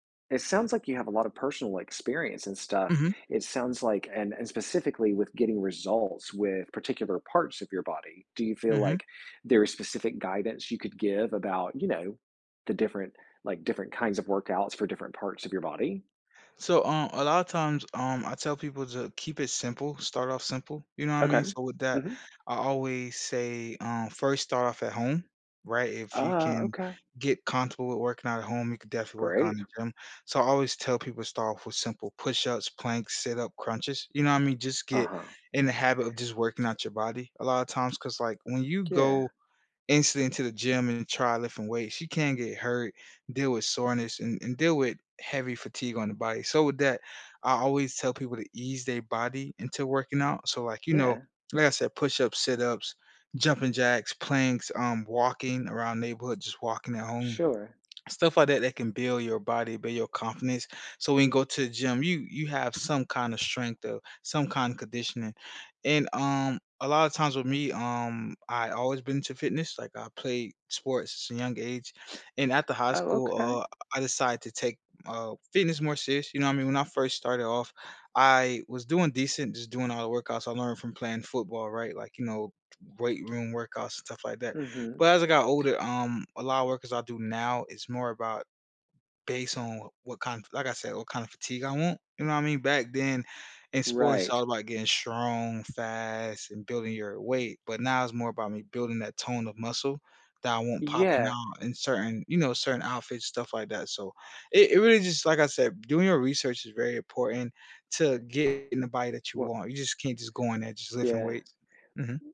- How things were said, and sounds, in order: "physique" said as "fatigue"
- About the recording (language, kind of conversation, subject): English, podcast, What are some effective ways to build a lasting fitness habit as a beginner?